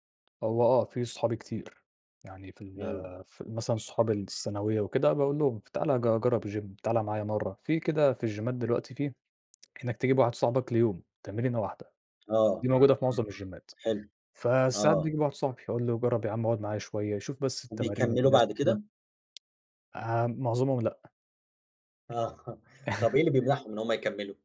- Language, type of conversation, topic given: Arabic, podcast, إيه النصايح اللي تنصح بيها أي حد حابب يبدأ هواية جديدة؟
- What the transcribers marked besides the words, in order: in English: "الGym"; in English: "الجيمات"; background speech; in English: "الجيمات"; tapping; chuckle